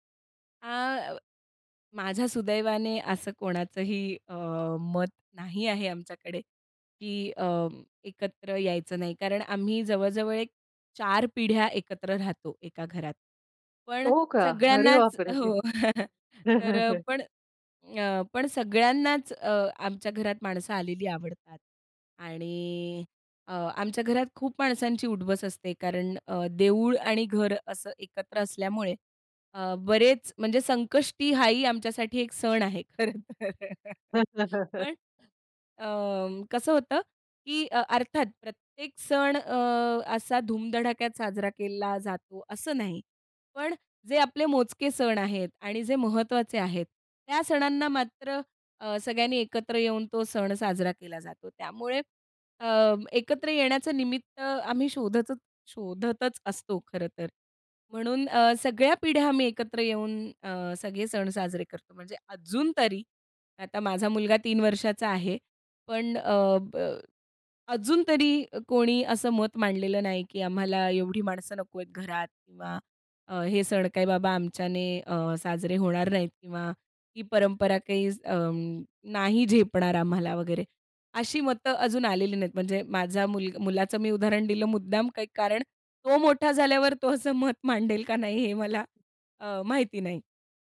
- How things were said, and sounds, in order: chuckle; surprised: "हो का? अरे बाप रे!"; laughing while speaking: "अरे बाप रे!"; chuckle; drawn out: "आणि"; laughing while speaking: "खरं तर"; chuckle; laughing while speaking: "तो असं मत मांडेल का नाही हे मला अ, माहिती नाही"
- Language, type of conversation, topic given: Marathi, podcast, कुठल्या परंपरा सोडाव्यात आणि कुठल्या जपाव्यात हे तुम्ही कसे ठरवता?